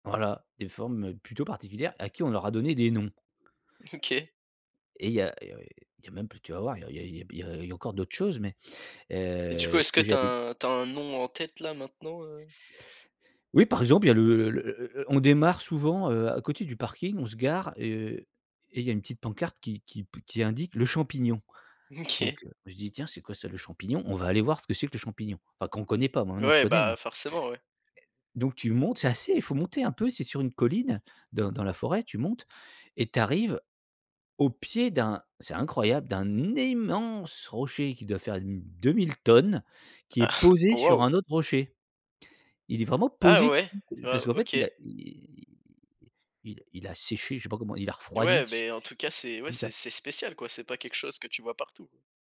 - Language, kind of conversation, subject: French, podcast, Peux-tu raconter une balade en forêt qui t’a apaisé(e) ?
- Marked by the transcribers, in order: stressed: "noms"; other background noise; laughing while speaking: "OK"; laughing while speaking: "OK"; stressed: "immense"; chuckle; drawn out: "i"